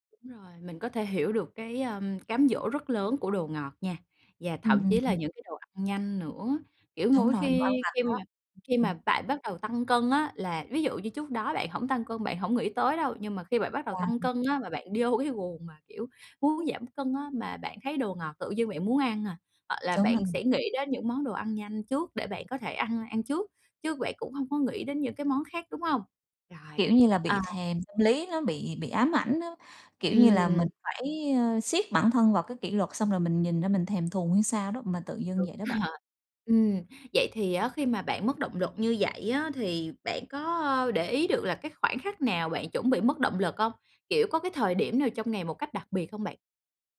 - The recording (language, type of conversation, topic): Vietnamese, advice, Làm sao để giữ kỷ luật khi tôi mất động lực?
- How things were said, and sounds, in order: tapping; other background noise; unintelligible speech; laughing while speaking: "vô"; laughing while speaking: "rồi"